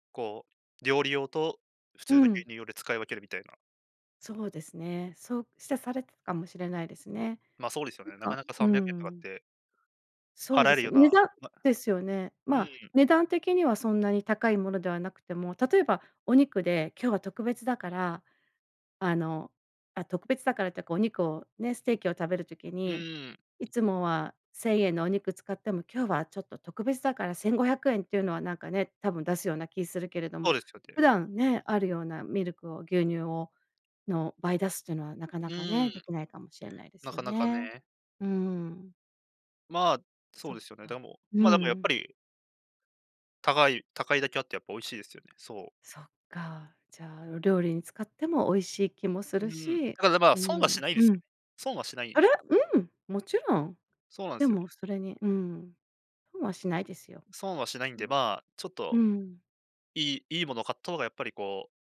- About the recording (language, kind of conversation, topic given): Japanese, podcast, あなたの家の味に欠かせない秘密の材料はありますか？
- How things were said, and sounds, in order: tapping